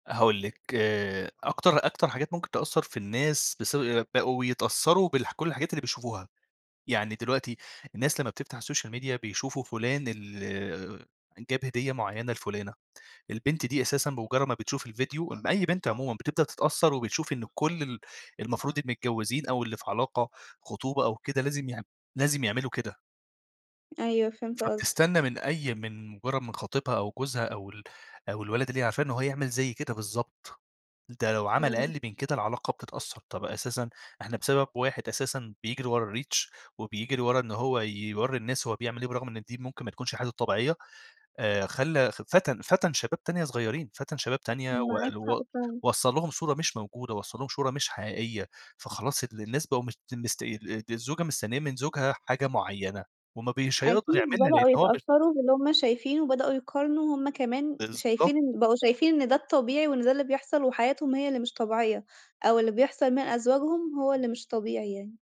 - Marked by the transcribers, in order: in English: "السوشيال ميديا"; in English: "الReach"
- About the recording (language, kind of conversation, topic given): Arabic, podcast, إزاي تحمي صحتك العاطفية من السوشيال ميديا؟